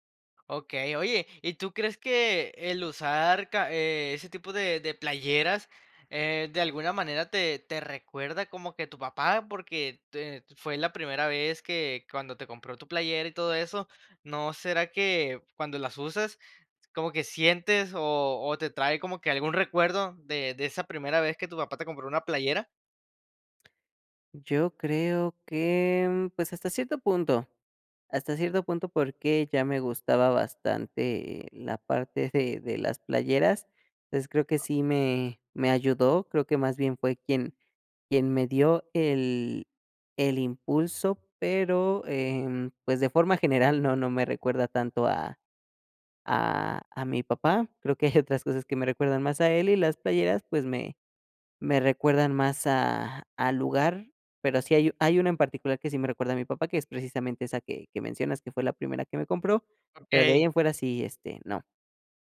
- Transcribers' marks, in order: laughing while speaking: "parte"; other background noise
- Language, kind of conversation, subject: Spanish, podcast, ¿Qué prenda te define mejor y por qué?